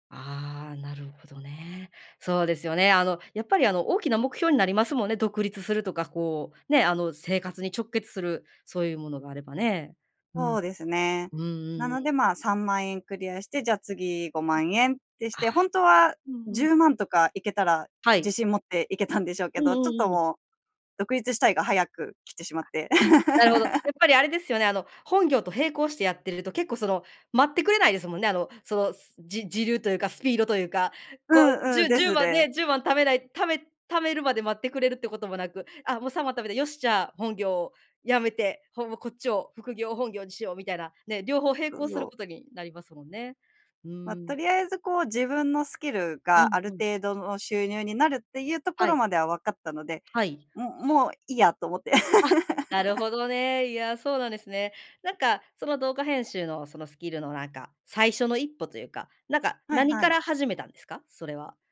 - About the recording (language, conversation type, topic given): Japanese, podcast, スキルをゼロから学び直した経験を教えてくれますか？
- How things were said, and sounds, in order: laugh; laugh